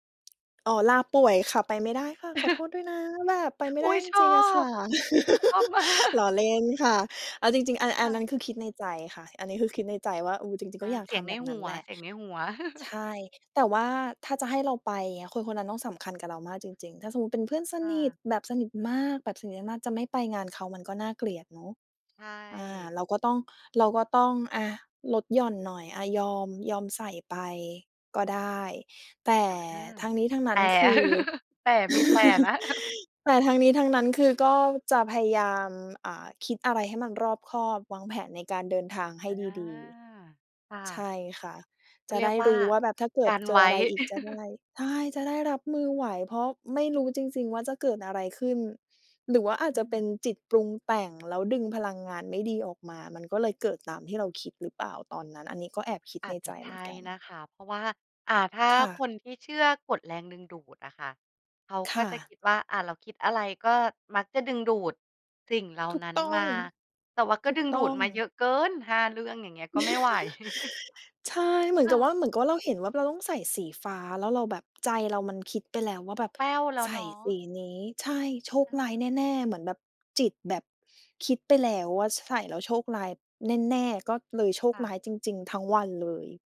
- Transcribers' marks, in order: chuckle; laughing while speaking: "ชอบมาก"; laugh; chuckle; laugh; chuckle; chuckle; stressed: "เกิน"; laugh; chuckle
- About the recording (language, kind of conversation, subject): Thai, podcast, สีของเสื้อผ้าที่คุณใส่ส่งผลต่อความรู้สึกของคุณอย่างไร?